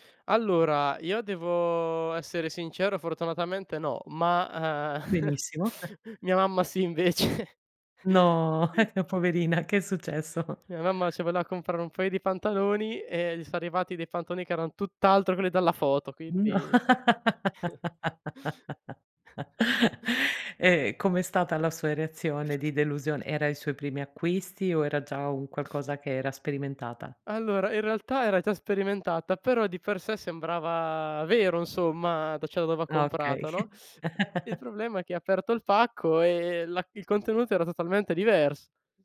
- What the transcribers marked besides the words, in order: chuckle; laughing while speaking: "mia"; chuckle; laughing while speaking: "poverina, che è successo?"; chuckle; scoff; chuckle; unintelligible speech; breath; "cioè" said as "cè"; scoff; unintelligible speech
- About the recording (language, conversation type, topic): Italian, podcast, Come affronti il sovraccarico di informazioni quando devi scegliere?